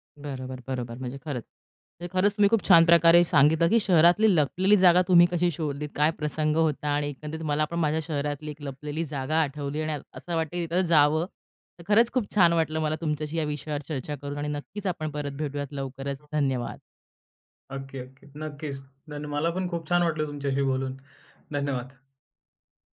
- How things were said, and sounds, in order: other noise
- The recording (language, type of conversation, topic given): Marathi, podcast, शहरातील लपलेली ठिकाणे तुम्ही कशी शोधता?